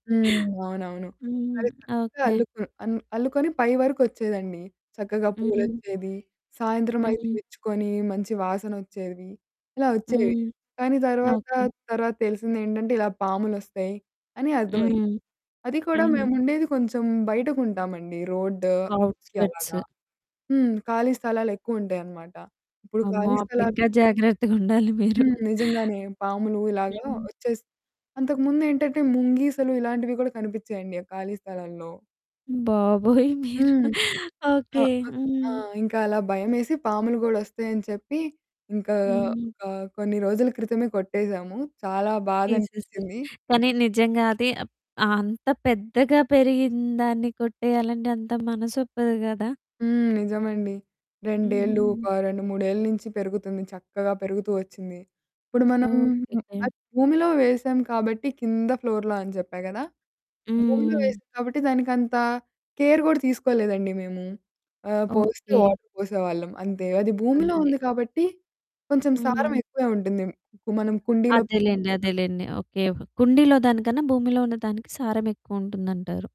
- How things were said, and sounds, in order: other background noise; in English: "ఔట్‌స్కర్ట్స్"; laughing while speaking: "జాగ్రత్తగుండాలి మీరు"; laughing while speaking: "మీరు"; in English: "ఫ్లోర్‌లో"; in English: "కేర్"; distorted speech; in English: "వాటర్"
- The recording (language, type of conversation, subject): Telugu, podcast, ఇంట్లో కంపోస్టు తయారు చేయడం మొదలు పెట్టాలంటే నేను ఏం చేయాలి?